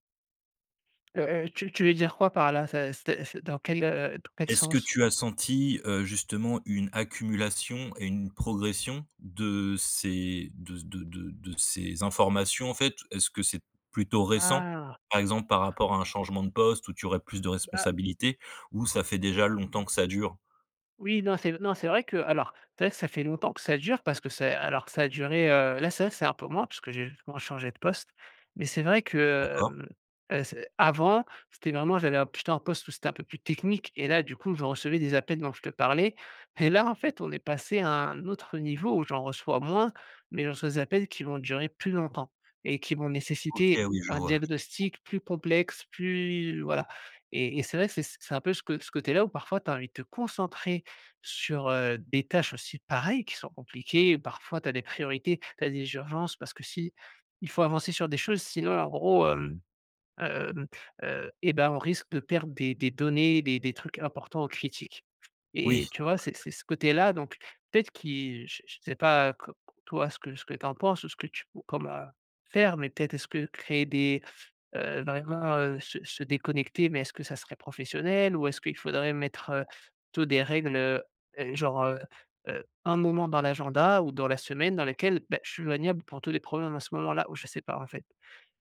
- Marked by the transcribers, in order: other background noise; unintelligible speech; laughing while speaking: "là"; stressed: "concentrer"; tapping
- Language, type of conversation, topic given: French, advice, Comment rester concentré quand mon téléphone et ses notifications prennent le dessus ?